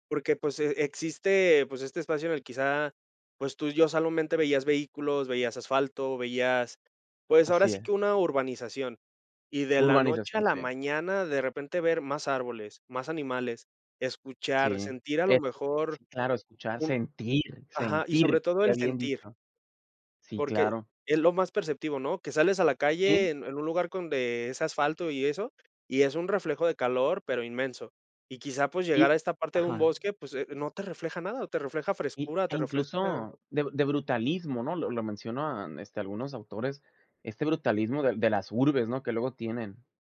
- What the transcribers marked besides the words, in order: "solamente" said as "salomente"; stressed: "sentir, sentir"
- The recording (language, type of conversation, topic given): Spanish, podcast, ¿Has notado cambios en la naturaleza cerca de casa?